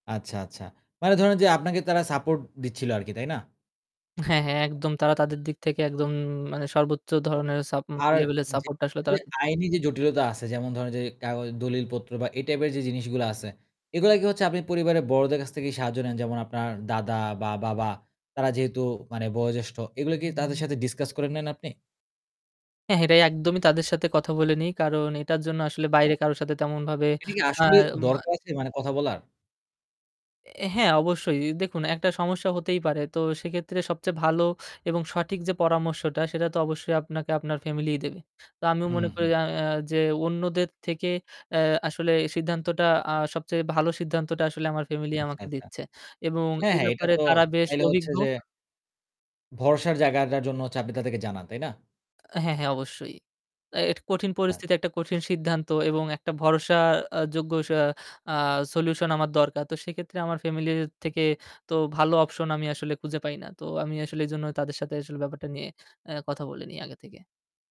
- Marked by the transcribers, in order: static; unintelligible speech; other background noise; tapping
- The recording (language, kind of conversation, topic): Bengali, podcast, কঠিন সিদ্ধান্ত নেওয়ার সময় আপনি পরিবারকে কতটা জড়িয়ে রাখেন?